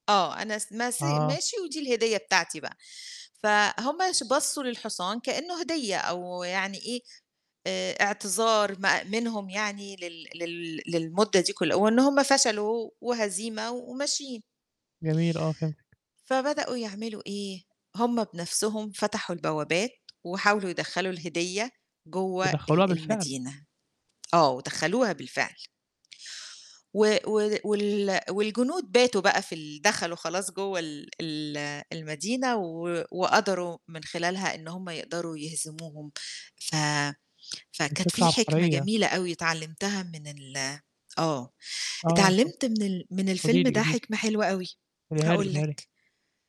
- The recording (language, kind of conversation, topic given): Arabic, podcast, إيه هو الفيلم اللي غيّر نظرتك للحياة، وليه؟
- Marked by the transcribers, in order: "ماشي" said as "ماسي"; tapping